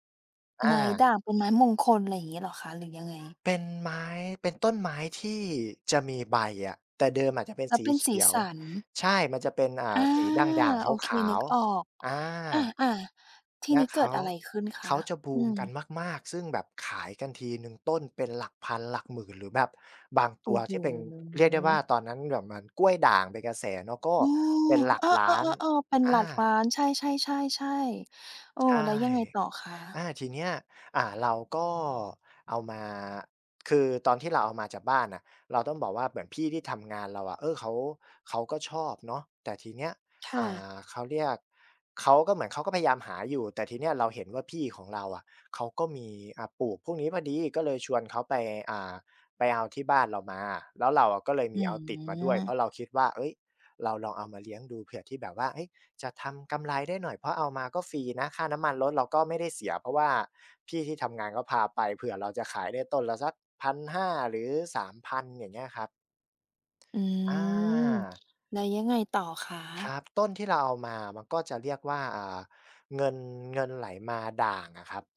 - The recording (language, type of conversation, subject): Thai, podcast, การปลูกพืชสอนอะไรเกี่ยวกับความรับผิดชอบบ้าง?
- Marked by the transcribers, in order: tapping; other background noise